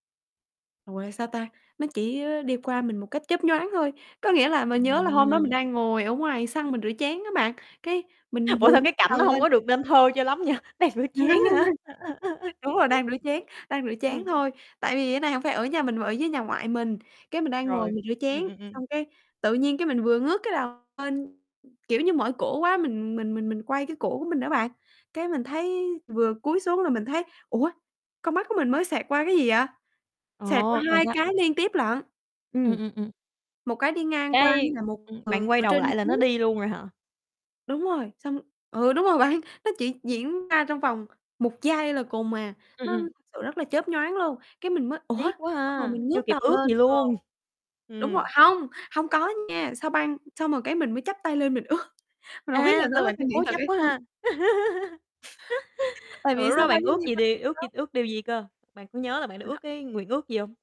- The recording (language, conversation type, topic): Vietnamese, podcast, Lần gần nhất bạn ngước nhìn bầu trời đầy sao là khi nào?
- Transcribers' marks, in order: distorted speech; static; laughing while speaking: "Ủa"; laugh; laughing while speaking: "nha, đang rửa chén hả?"; tapping; other background noise; laugh; laughing while speaking: "bạn"; chuckle; laughing while speaking: "ước"; laughing while speaking: "hông biết"; laugh; laughing while speaking: "không"